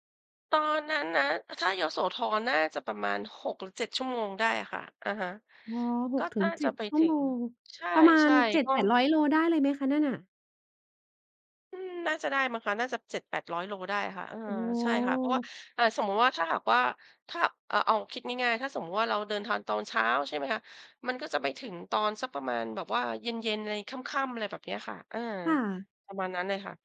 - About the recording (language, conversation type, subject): Thai, podcast, คุณช่วยเล่าประสบการณ์การไปเยือนชุมชนท้องถิ่นที่ต้อนรับคุณอย่างอบอุ่นให้ฟังหน่อยได้ไหม?
- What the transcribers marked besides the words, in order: none